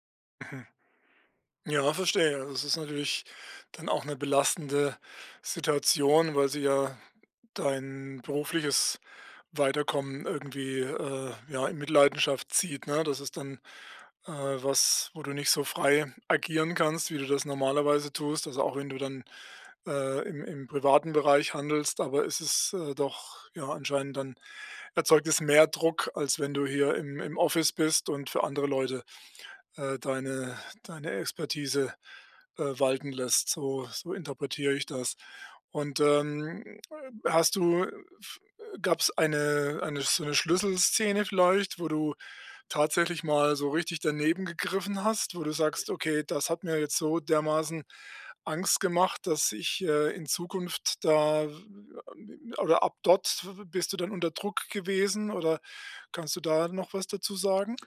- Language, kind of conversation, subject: German, advice, Wie kann ich besser mit der Angst vor dem Versagen und dem Erwartungsdruck umgehen?
- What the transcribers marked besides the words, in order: none